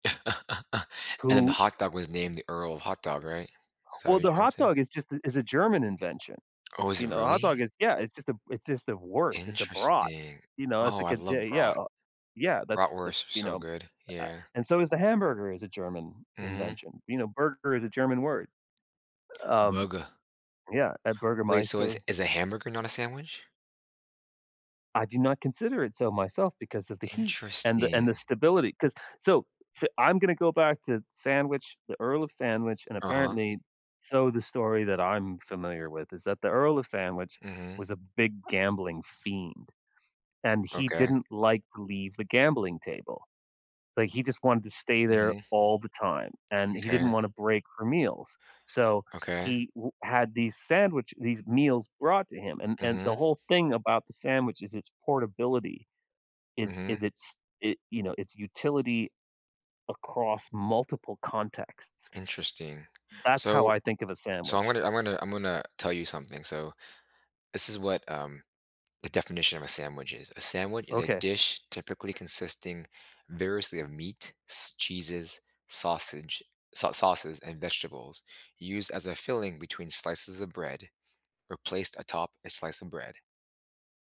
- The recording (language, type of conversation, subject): English, unstructured, How should I handle my surprising little food rituals around others?
- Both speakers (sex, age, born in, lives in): male, 30-34, United States, United States; male, 55-59, United States, United States
- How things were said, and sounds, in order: laugh; put-on voice: "Burger"